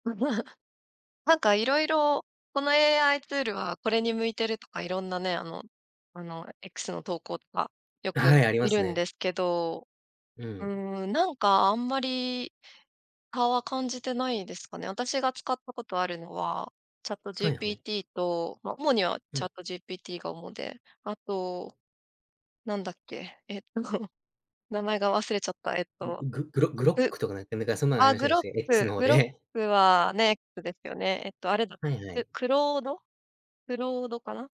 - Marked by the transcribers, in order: laughing while speaking: "えっと"
- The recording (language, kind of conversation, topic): Japanese, podcast, 普段、どのような場面でAIツールを使っていますか？